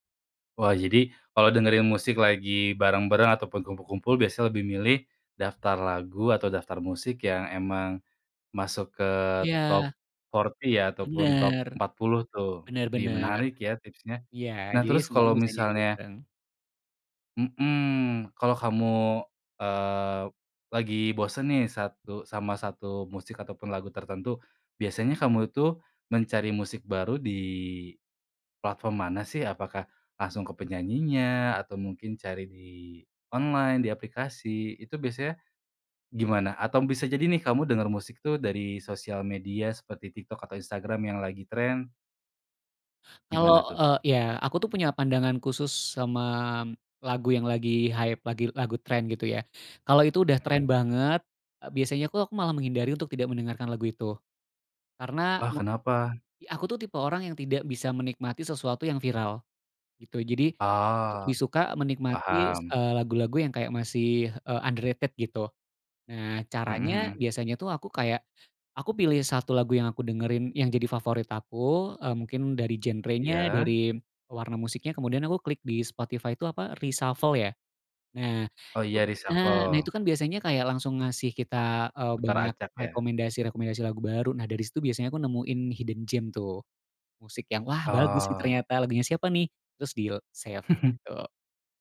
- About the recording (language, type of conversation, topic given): Indonesian, podcast, Bagaimana musik memengaruhi suasana hatimu sehari-hari?
- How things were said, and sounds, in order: in English: "top forty"; "ih" said as "bih"; in English: "hype"; in English: "underrated"; in English: "reshuffle"; in English: "reshuffle"; in English: "hidden gem"; in English: "deal, save"; chuckle